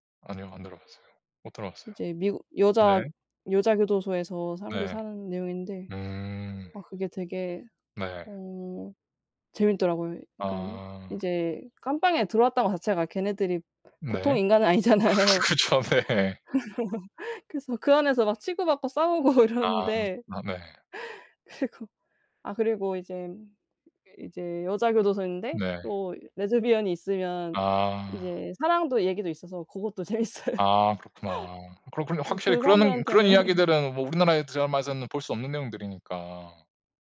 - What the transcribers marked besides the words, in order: background speech; laughing while speaking: "아 그 그쵸. 네"; laughing while speaking: "아니잖아요"; laugh; laughing while speaking: "이러는데 그리고"; laugh; laughing while speaking: "재밌어요"; laugh; laughing while speaking: "사람들한테는"
- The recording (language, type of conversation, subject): Korean, unstructured, 최근에 본 영화나 드라마 중 추천하고 싶은 작품이 있나요?